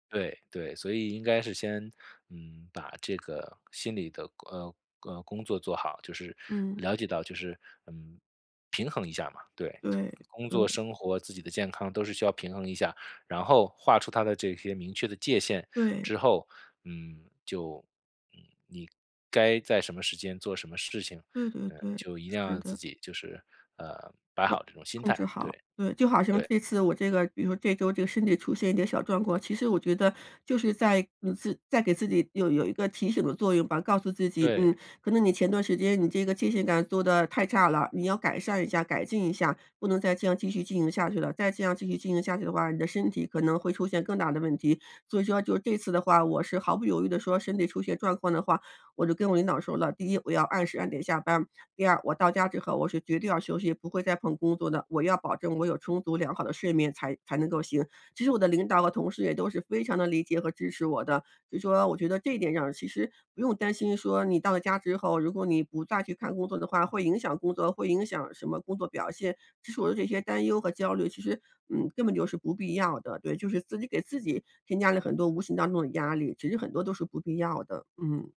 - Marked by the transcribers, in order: none
- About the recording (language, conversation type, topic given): Chinese, advice, 在家休息时难以放松身心